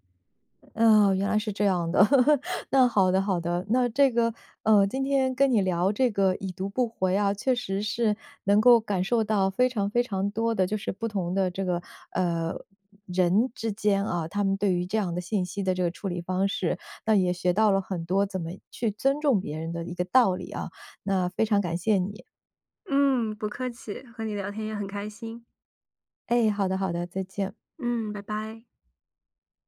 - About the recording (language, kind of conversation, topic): Chinese, podcast, 看到对方“已读不回”时，你通常会怎么想？
- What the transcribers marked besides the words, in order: laugh